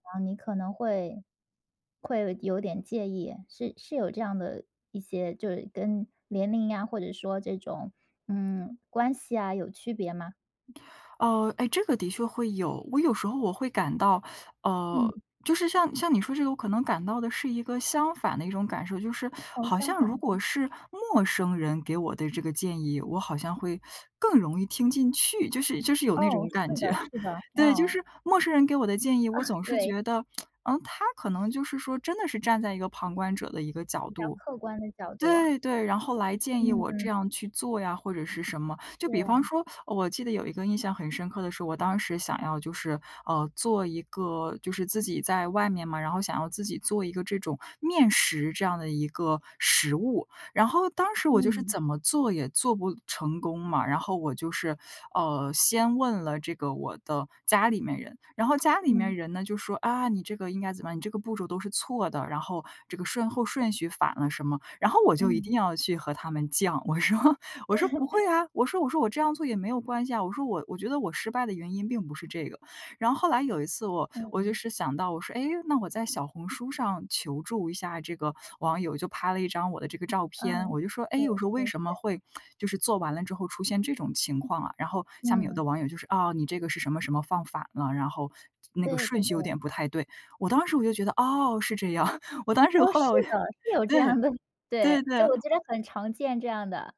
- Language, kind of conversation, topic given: Chinese, podcast, 为什么人们容易把建议当批评？
- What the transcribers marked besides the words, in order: other background noise; teeth sucking; chuckle; tsk; laughing while speaking: "我说"; laugh; tsk; chuckle; laughing while speaking: "后来我就"; laughing while speaking: "这样的"